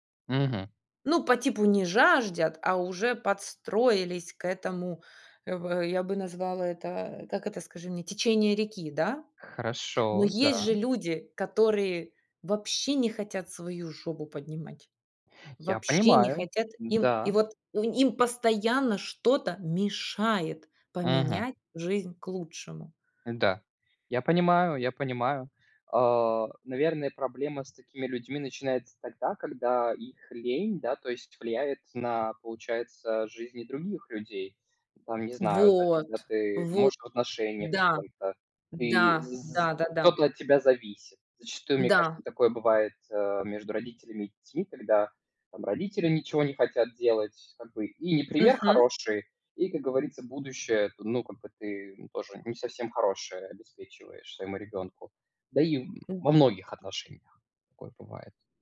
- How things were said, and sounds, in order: "жаждут" said as "жаждят"; tapping; stressed: "мешает"
- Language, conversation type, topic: Russian, unstructured, Что мешает людям менять свою жизнь к лучшему?